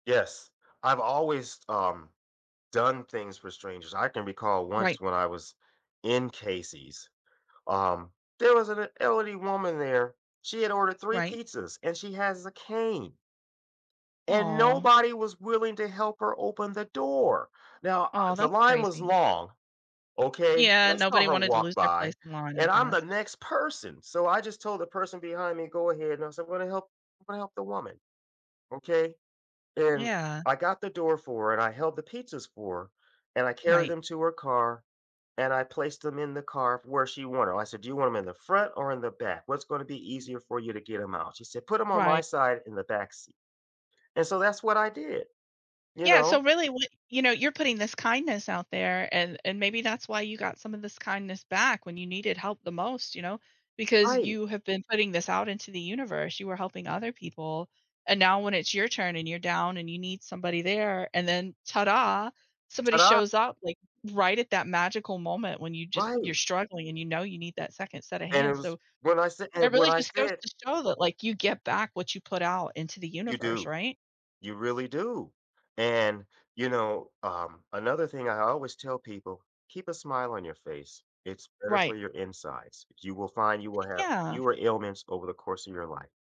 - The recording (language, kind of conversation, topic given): English, advice, How can I properly thank a stranger for their unexpected kindness?
- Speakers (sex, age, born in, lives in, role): female, 40-44, United States, United States, advisor; male, 60-64, United States, United States, user
- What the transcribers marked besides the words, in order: none